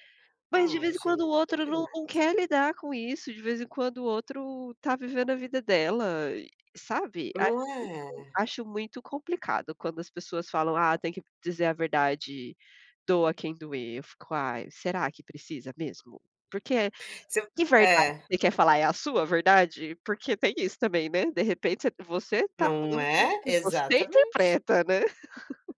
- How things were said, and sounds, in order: laugh
- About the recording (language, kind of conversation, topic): Portuguese, unstructured, Você acha que devemos sempre dizer a verdade, mesmo que isso magoe alguém?